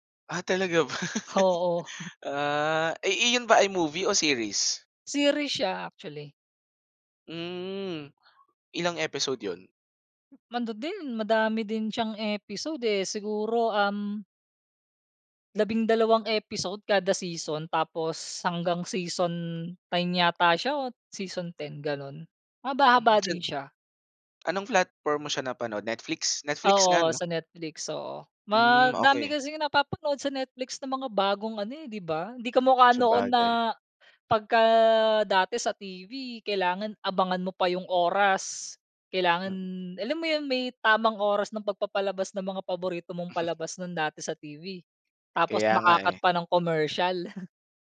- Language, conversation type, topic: Filipino, podcast, Paano nagbago ang panonood mo ng telebisyon dahil sa mga serbisyong panonood sa internet?
- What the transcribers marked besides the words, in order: laugh; chuckle; laugh